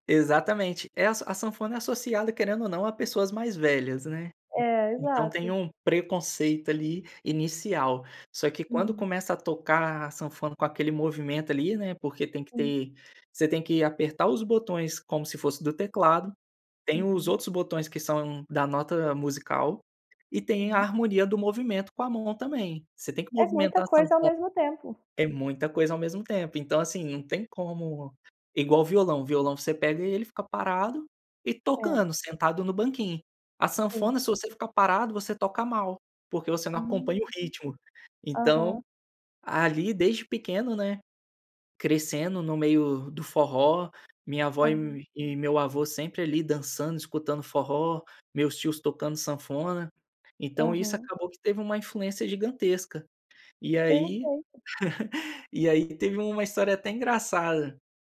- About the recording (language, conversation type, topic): Portuguese, podcast, Como sua família influenciou seu gosto musical?
- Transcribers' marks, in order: other background noise; tapping; chuckle